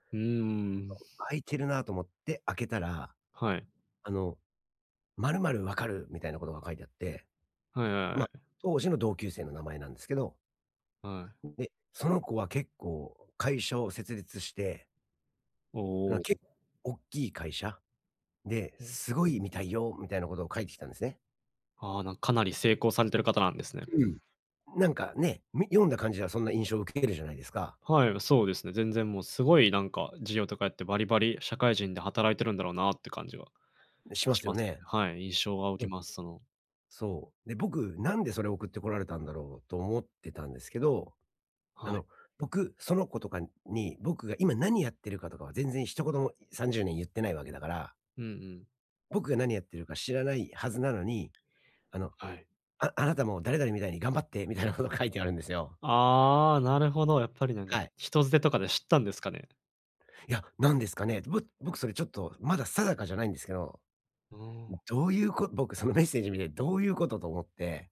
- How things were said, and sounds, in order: other background noise; laughing while speaking: "みたいなこと"
- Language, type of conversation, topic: Japanese, advice, 同年代と比べて焦ってしまうとき、どうすれば落ち着いて自分のペースで進めますか？